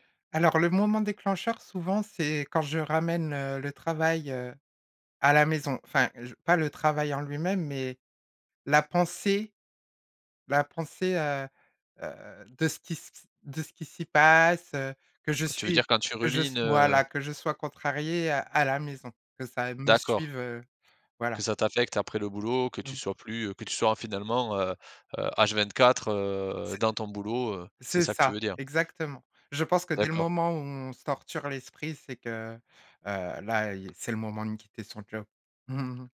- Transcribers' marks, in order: drawn out: "passe"; drawn out: "heu"; tapping; chuckle
- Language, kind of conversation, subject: French, podcast, Qu’est-ce qui te ferait quitter ton travail aujourd’hui ?